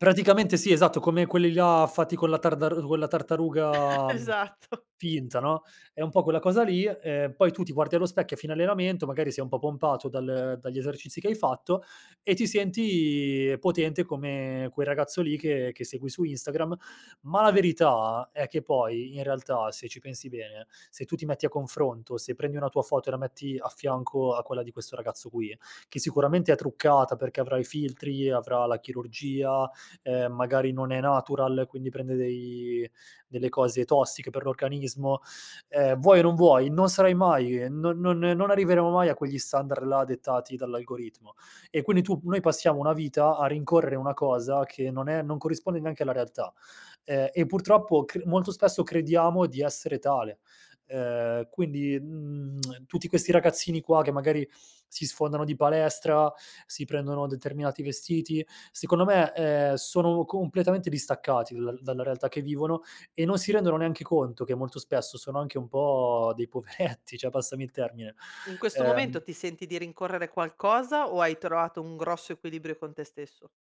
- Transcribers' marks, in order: chuckle; laughing while speaking: "Esatto"; tongue click; laughing while speaking: "poveretti"
- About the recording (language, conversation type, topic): Italian, podcast, Quale ruolo ha l’onestà verso te stesso?